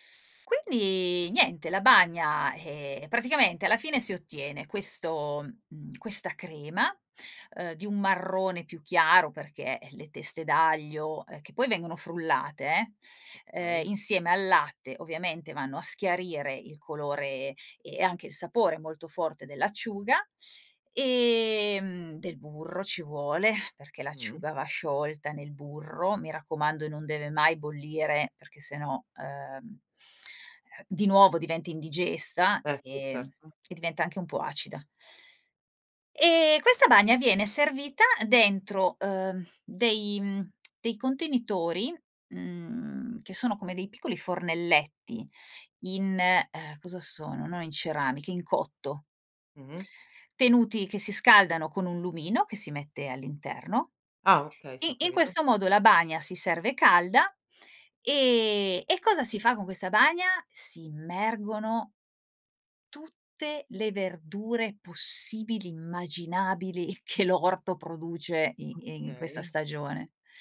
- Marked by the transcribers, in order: tsk; other background noise; laughing while speaking: "che"
- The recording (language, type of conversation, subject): Italian, podcast, Qual è un’esperienza culinaria condivisa che ti ha colpito?